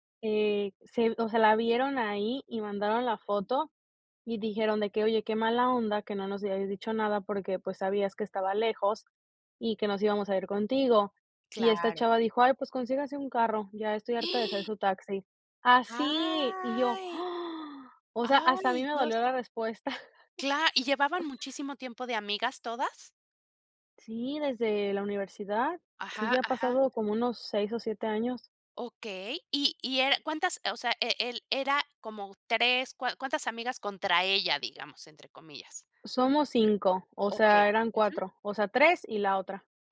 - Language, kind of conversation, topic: Spanish, podcast, ¿Cómo solucionas los malentendidos que surgen en un chat?
- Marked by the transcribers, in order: "hayas" said as "iaias"; gasp; drawn out: "¡Ay!"; gasp; laugh